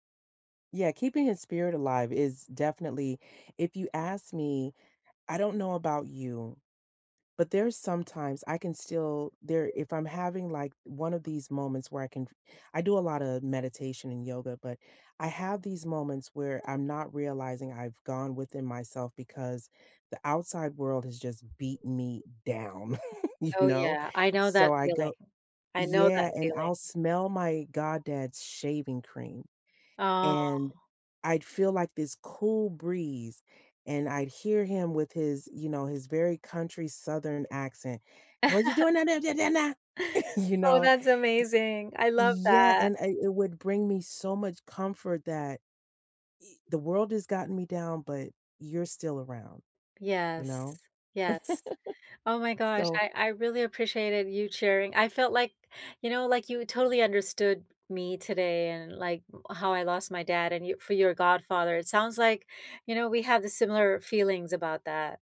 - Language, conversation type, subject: English, unstructured, Have you ever felt sad about losing someone important?
- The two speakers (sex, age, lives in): female, 45-49, United States; female, 50-54, United States
- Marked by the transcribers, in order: tapping; chuckle; laughing while speaking: "you know?"; drawn out: "Oh"; chuckle; put-on voice: "What you doing down down there there now?"; angry: "What you doing down down there there now?"; chuckle; other noise; chuckle